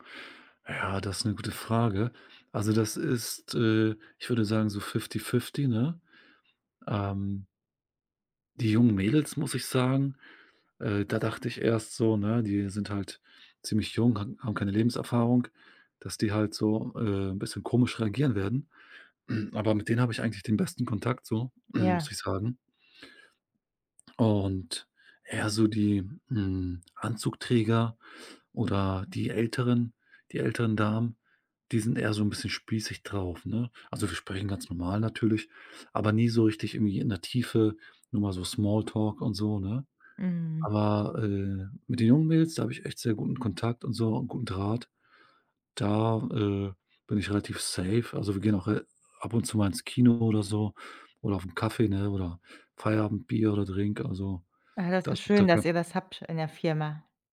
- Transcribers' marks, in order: in English: "fifty fifty"; throat clearing; throat clearing
- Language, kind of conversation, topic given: German, advice, Wie fühlst du dich, wenn du befürchtest, wegen deines Aussehens oder deines Kleidungsstils verurteilt zu werden?